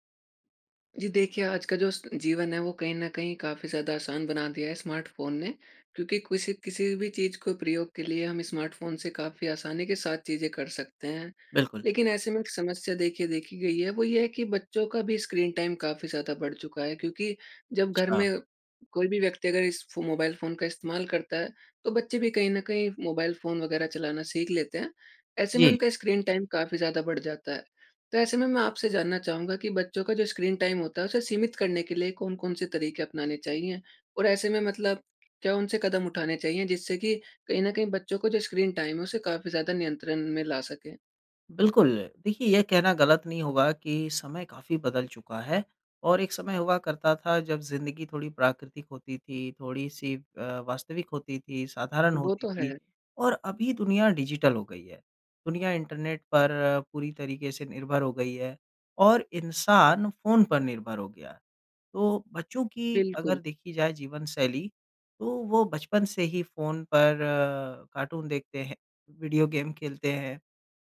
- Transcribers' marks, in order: in English: "स्मार्टफ़ोन"; in English: "टाइम"; in English: "टाइम"; in English: "टाइम"; tapping; in English: "टाइम"
- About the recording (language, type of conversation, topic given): Hindi, podcast, बच्चों का स्क्रीन समय सीमित करने के व्यावहारिक तरीके क्या हैं?